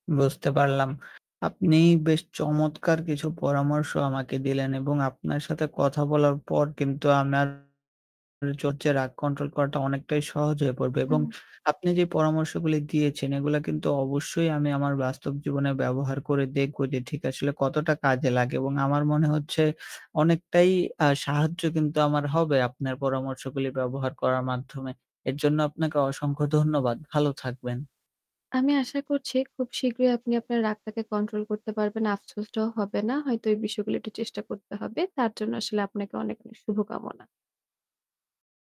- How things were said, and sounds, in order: static; distorted speech; other background noise
- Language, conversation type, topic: Bengali, advice, ছোট কথায় আমি কেন দ্রুত রেগে যাই এবং পরে আফসোস হয়?
- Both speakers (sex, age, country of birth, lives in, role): female, 25-29, Bangladesh, Bangladesh, advisor; male, 18-19, Bangladesh, Bangladesh, user